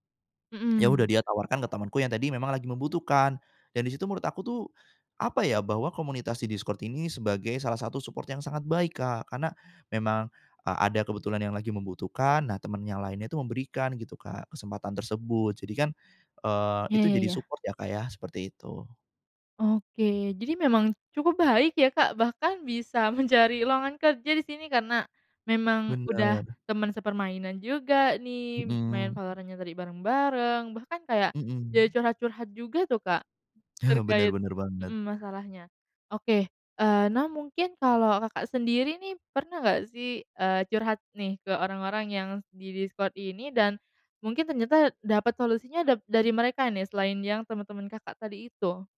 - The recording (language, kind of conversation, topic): Indonesian, podcast, Bagaimana komunitas daring dapat menjadi jaringan dukungan yang baik?
- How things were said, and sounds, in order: in English: "support"; in English: "support"; laughing while speaking: "mencari"; other background noise; chuckle